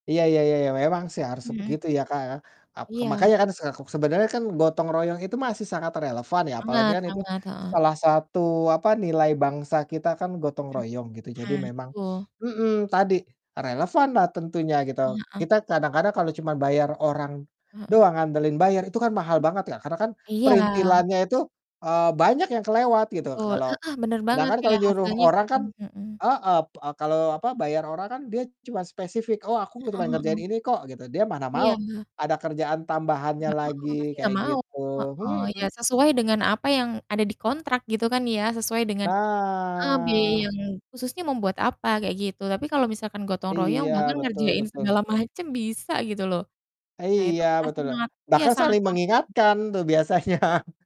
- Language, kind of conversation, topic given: Indonesian, unstructured, Bagaimana pendapatmu tentang pentingnya gotong royong di masyarakat?
- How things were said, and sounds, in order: distorted speech; mechanical hum; drawn out: "Nah"; laughing while speaking: "biasanya"